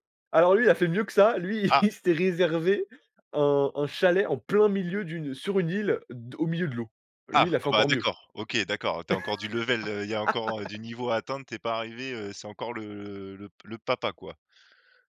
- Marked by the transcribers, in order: laugh; stressed: "plein milieu"; laugh; in English: "level"
- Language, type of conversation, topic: French, podcast, Peux-tu raconter une rencontre qui t’a appris quelque chose d’important ?